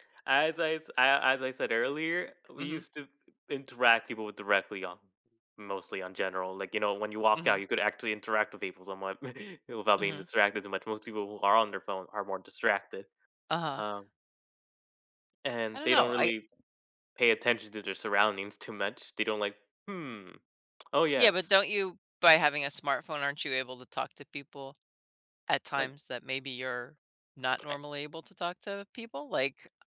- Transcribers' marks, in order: chuckle; other background noise
- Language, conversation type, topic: English, unstructured, How have smartphones changed the world?